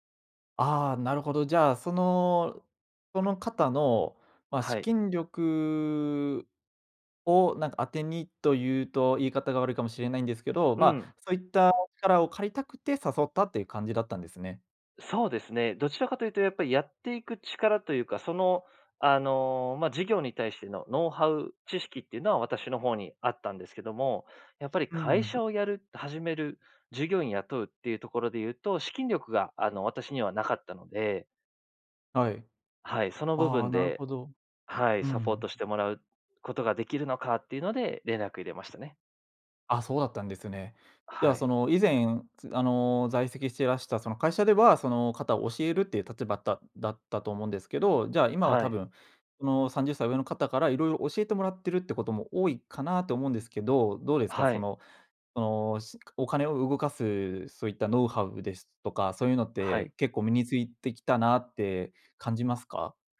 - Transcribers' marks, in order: none
- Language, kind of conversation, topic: Japanese, podcast, 偶然の出会いで人生が変わったことはありますか？